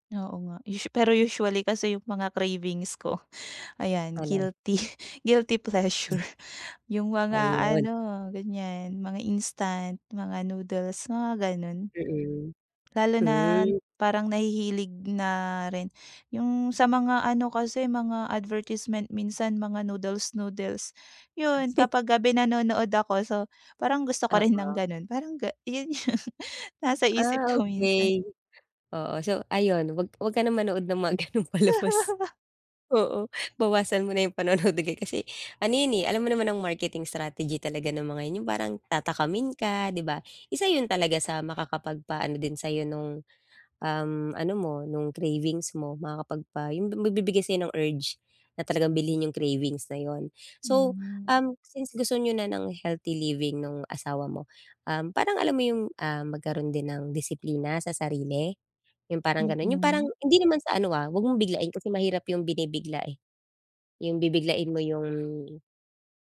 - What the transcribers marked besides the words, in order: other background noise; chuckle; tapping; scoff; chuckle; laughing while speaking: "yung"; chuckle; drawn out: "gano'ng palabas"; chuckle
- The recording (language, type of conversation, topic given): Filipino, advice, Paano ako makakapagbadyet at makakapamili nang matalino sa araw-araw?